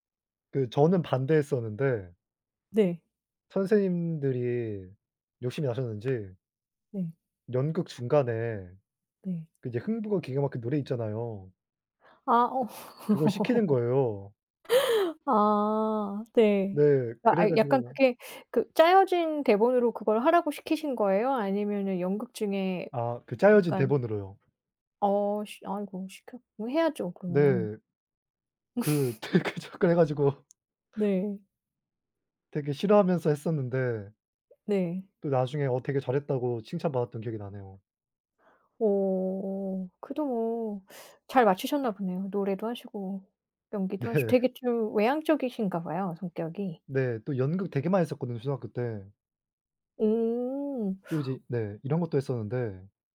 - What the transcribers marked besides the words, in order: tapping; other background noise; laughing while speaking: "어"; laugh; laugh; laughing while speaking: "되게 자꾸"; laughing while speaking: "네"
- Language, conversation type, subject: Korean, unstructured, 학교에서 가장 행복했던 기억은 무엇인가요?